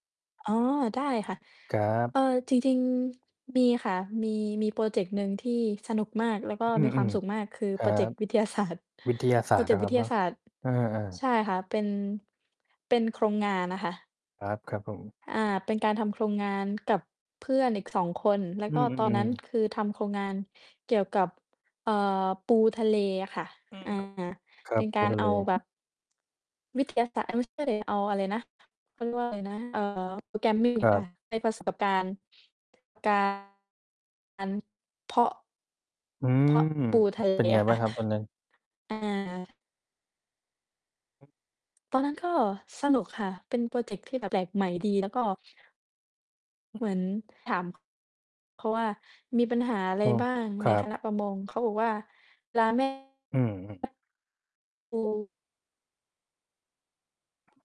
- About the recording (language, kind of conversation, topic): Thai, unstructured, คุณเคยรู้สึกมีความสุขจากการทำโครงงานในห้องเรียนไหม?
- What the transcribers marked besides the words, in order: distorted speech; laughing while speaking: "ศาสตร์"; mechanical hum; in English: "Programming"